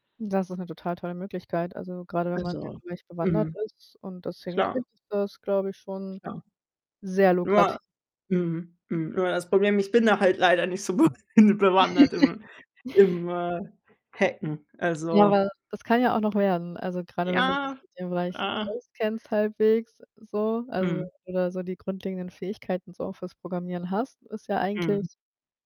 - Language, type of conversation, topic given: German, unstructured, Wie hat ein Hobby dein Leben verändert?
- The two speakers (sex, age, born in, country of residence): female, 25-29, Germany, Germany; male, 18-19, Italy, Germany
- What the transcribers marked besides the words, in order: distorted speech; laugh; laughing while speaking: "be hin bewandert"; other background noise; other noise